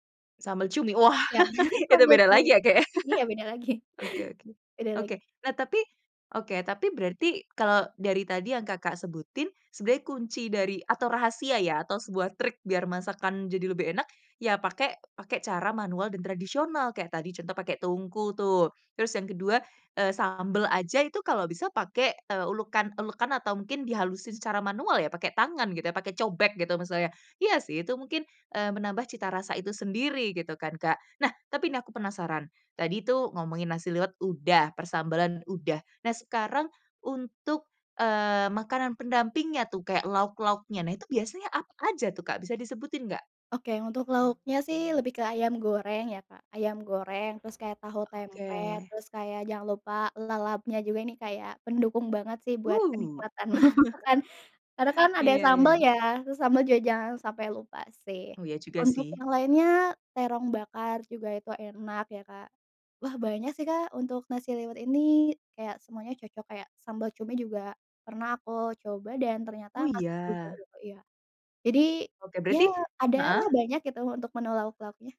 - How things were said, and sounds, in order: laugh; chuckle; chuckle; laughing while speaking: "makan"
- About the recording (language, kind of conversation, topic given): Indonesian, podcast, Bagaimana cara kamu memasak makanan favorit keluarga?